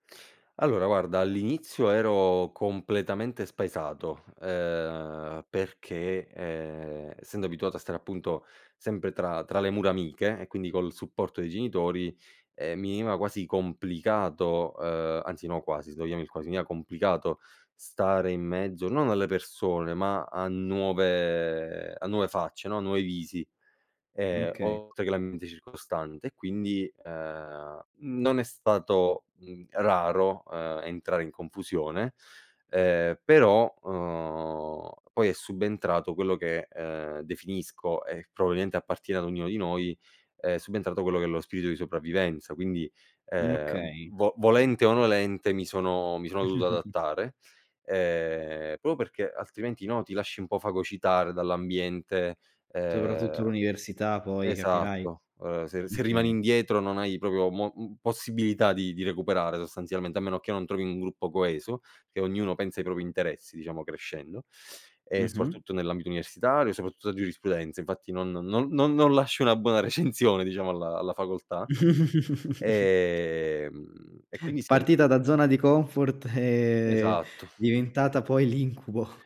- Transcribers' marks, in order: tapping; drawn out: "nuove"; "proprio" said as "propio"; chuckle; "okay" said as "kay"; chuckle; drawn out: "ehm"; drawn out: "e"; laughing while speaking: "l'incubo"
- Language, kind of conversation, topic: Italian, podcast, Quando hai lasciato la tua zona di comfort per la prima volta?